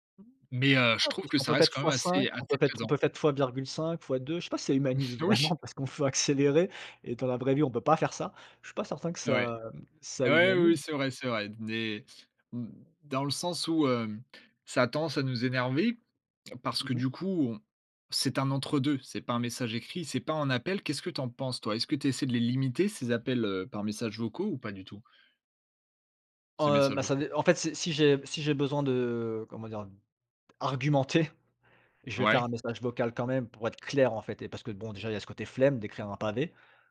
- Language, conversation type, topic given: French, podcast, Comment gères-tu les malentendus nés d’un message écrit ?
- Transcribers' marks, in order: tapping; laughing while speaking: "Oui !"; laughing while speaking: "vraiment"; stressed: "pas"